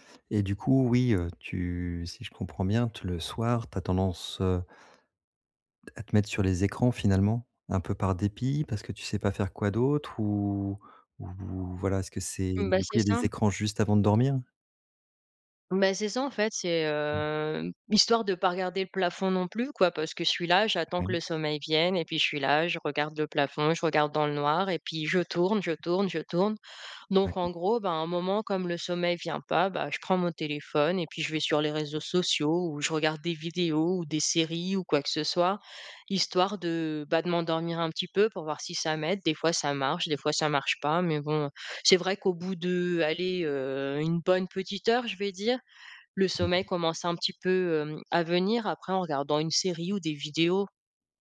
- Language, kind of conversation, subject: French, advice, Comment puis-je mieux me détendre avant de me coucher ?
- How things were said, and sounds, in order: other background noise; unintelligible speech